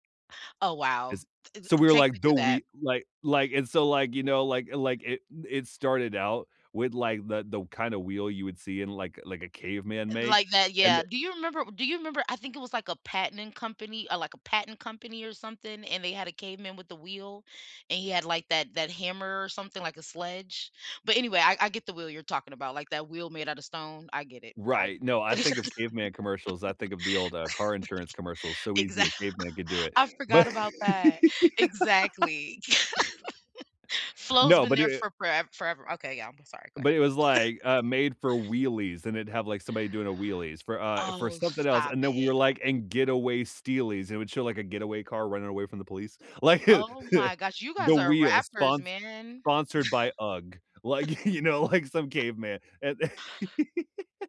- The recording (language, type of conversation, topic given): English, unstructured, What hobby makes you lose track of time?
- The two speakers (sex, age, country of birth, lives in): female, 30-34, United States, United States; male, 30-34, United States, United States
- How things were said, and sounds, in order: tapping; laugh; laughing while speaking: "like, exa"; laughing while speaking: "but"; laugh; chuckle; other background noise; chuckle; laugh; laughing while speaking: "you know, like some"; laughing while speaking: "and the"; laugh